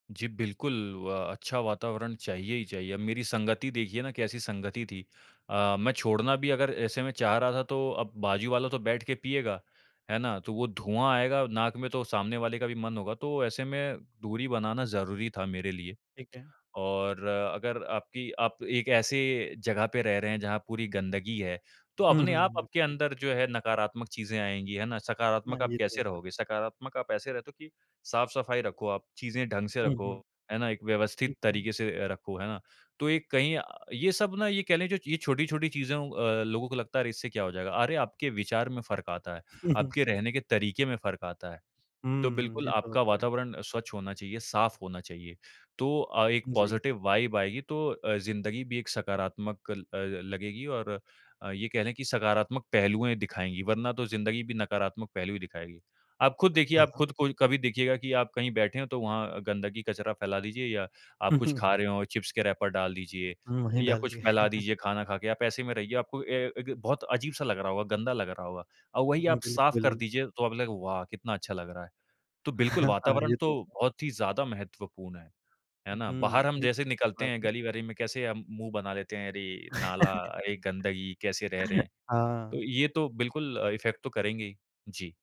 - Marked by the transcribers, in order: chuckle; other background noise; in English: "पॉज़िटिव वाइब"; chuckle; in English: "रैपर"; chuckle; laughing while speaking: "हाँ"; laugh; in English: "इफ़ेक्ट"
- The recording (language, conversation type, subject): Hindi, podcast, क्या आपने कभी खुद को माफ किया है, और वह पल कैसा था?